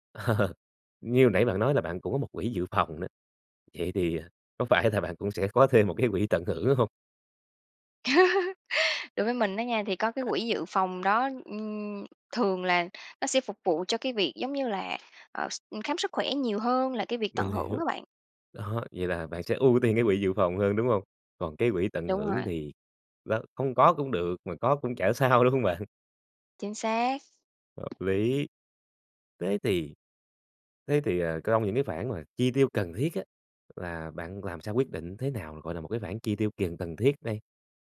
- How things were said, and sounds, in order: laughing while speaking: "Ờ"; laugh; other background noise; tapping; laughing while speaking: "đúng hông bạn?"
- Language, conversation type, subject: Vietnamese, podcast, Bạn cân bằng giữa tiết kiệm và tận hưởng cuộc sống thế nào?